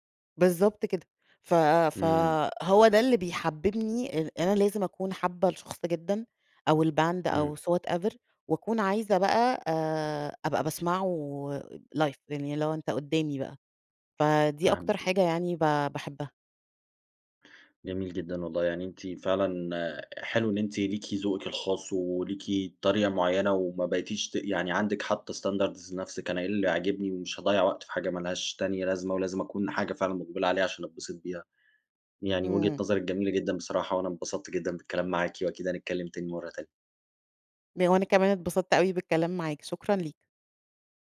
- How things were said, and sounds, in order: in English: "الباند"; in English: "so whatever"; in English: "لايف"; in English: "standards"
- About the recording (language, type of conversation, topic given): Arabic, podcast, إيه أكتر حاجة بتخلي الحفلة مميزة بالنسبالك؟